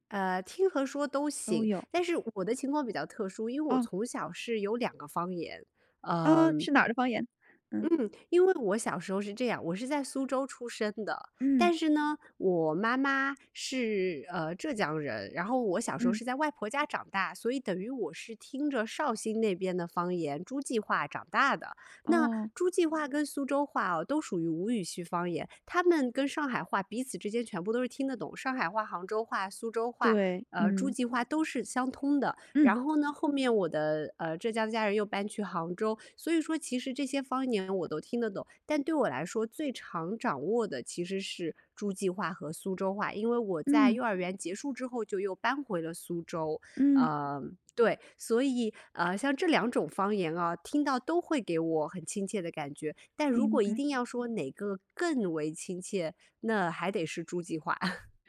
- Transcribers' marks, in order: stressed: "更"; chuckle
- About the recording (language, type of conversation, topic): Chinese, podcast, 你会用方言来表达亲密感吗？